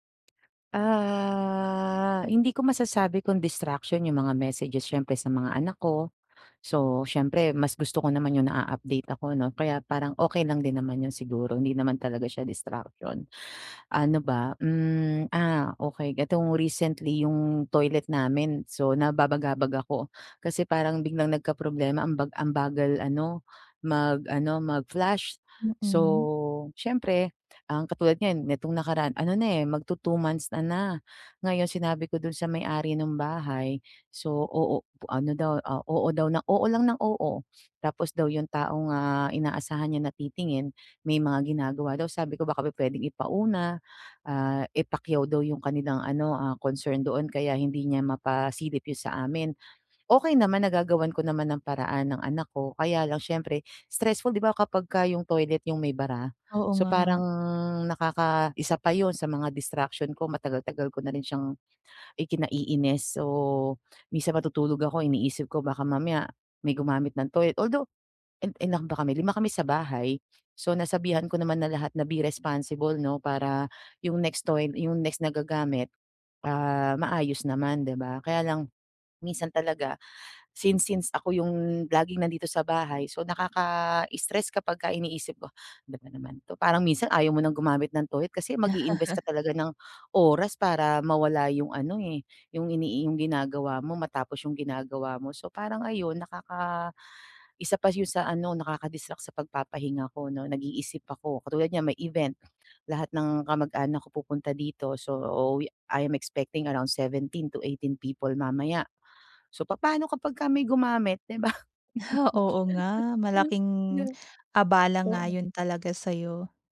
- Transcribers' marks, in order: tapping; drawn out: "Ah"; chuckle; laugh
- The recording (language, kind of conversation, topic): Filipino, advice, Paano ako makakapagpahinga sa bahay kahit maraming distraksyon?